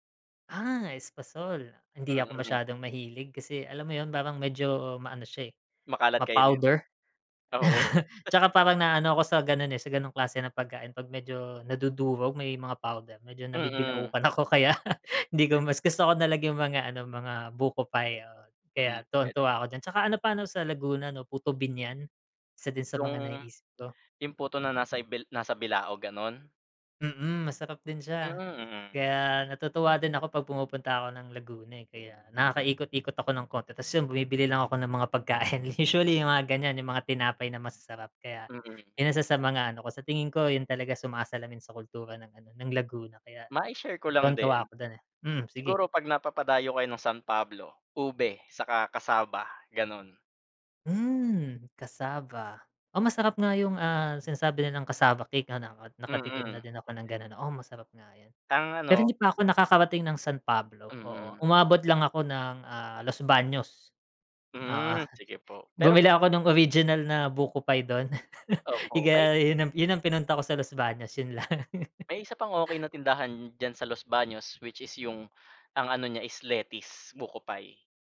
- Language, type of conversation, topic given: Filipino, unstructured, Ano ang papel ng pagkain sa ating kultura at pagkakakilanlan?
- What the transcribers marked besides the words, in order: chuckle; chuckle; other noise; tapping; chuckle; chuckle; chuckle; in English: "which is"